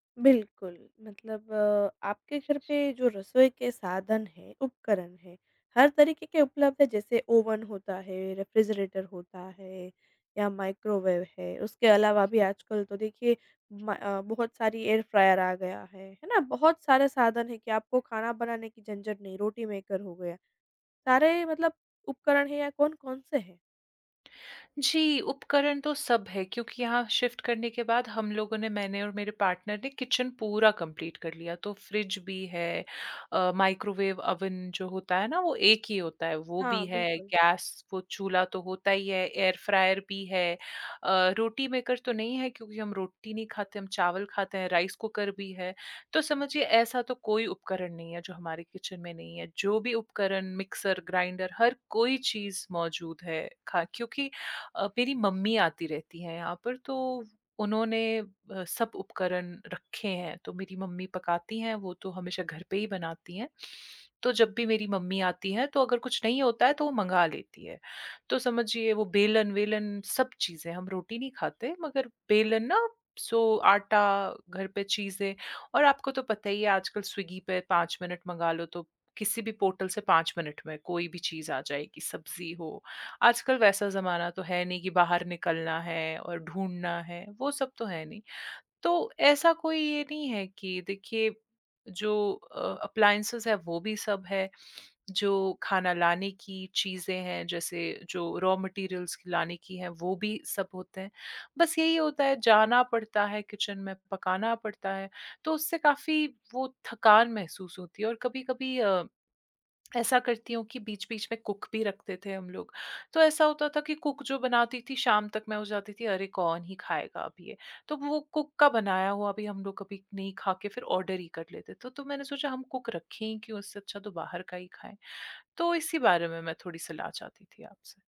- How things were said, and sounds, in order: horn; in English: "मेकर"; in English: "शिफ्ट"; in English: "पार्टनर"; in English: "किचन"; in English: "कम्प्लीट"; in English: "मेकर"; in English: "राइस"; in English: "किचन"; in English: "पोर्टल"; in English: "अप्लायंसेस"; in English: "रॉ मैटीरियल्स"; in English: "किचन"; in English: "कुक"; in English: "कुक"; other background noise; in English: "कुक"; in English: "ऑर्डर"; in English: "कुक"
- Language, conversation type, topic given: Hindi, advice, स्वस्थ भोजन बनाने का समय मेरे पास क्यों नहीं होता?